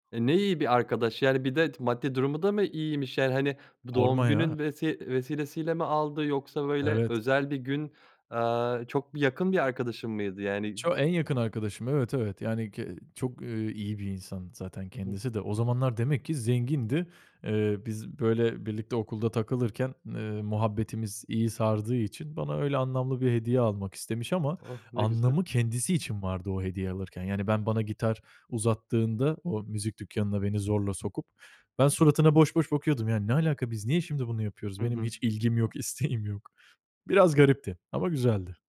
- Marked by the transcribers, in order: other noise; other background noise; laughing while speaking: "isteğim yok"
- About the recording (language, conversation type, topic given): Turkish, podcast, Kendi müzik tarzını nasıl keşfettin?